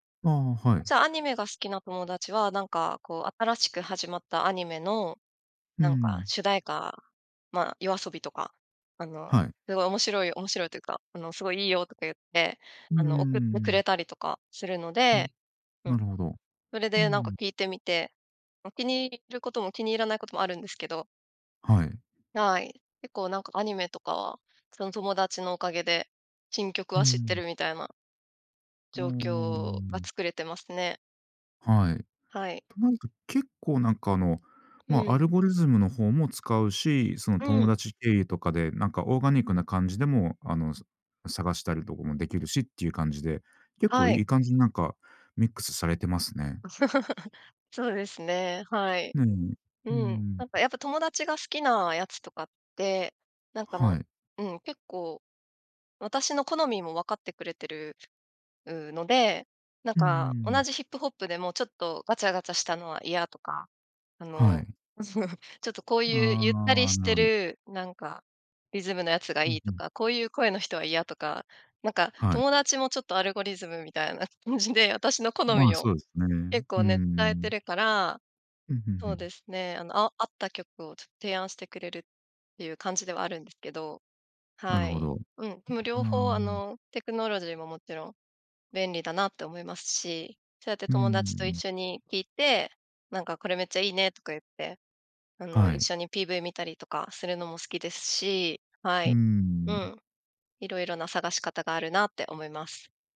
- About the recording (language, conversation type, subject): Japanese, podcast, 普段、新曲はどこで見つけますか？
- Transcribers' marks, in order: other background noise; tapping; in English: "アルゴリズム"; in English: "オーガニック"; laugh; other noise; laughing while speaking: "その"; in English: "アルゴリズム"